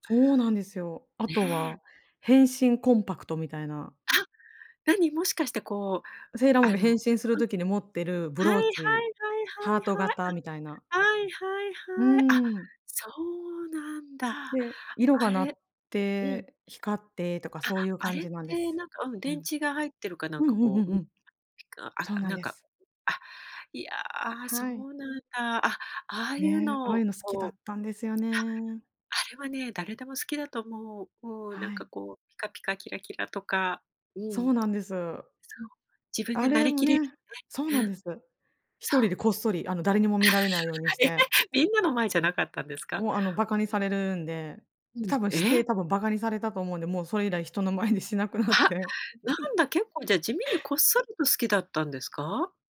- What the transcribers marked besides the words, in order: tapping; laugh; other noise
- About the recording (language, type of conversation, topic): Japanese, podcast, 子どもの頃に好きだったアニメについて、教えていただけますか？